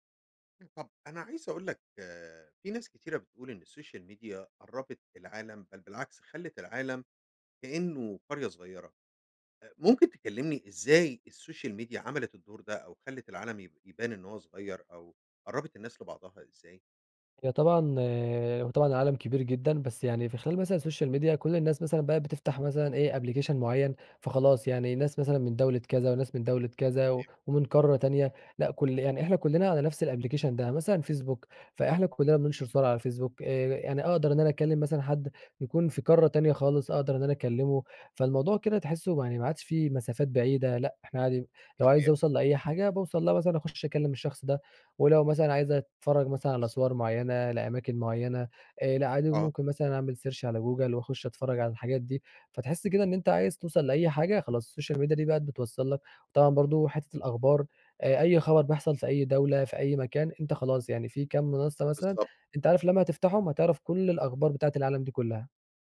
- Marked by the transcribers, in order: in English: "السوشيال ميديا"; in English: "السوشيال ميديا"; in English: "السوشيال ميديا"; in English: "أبلكيشن"; in English: "الأبليكيشن"; in English: "search"; in English: "السوشيال ميديا"
- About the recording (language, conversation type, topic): Arabic, podcast, إزاي السوشيال ميديا أثّرت على علاقاتك اليومية؟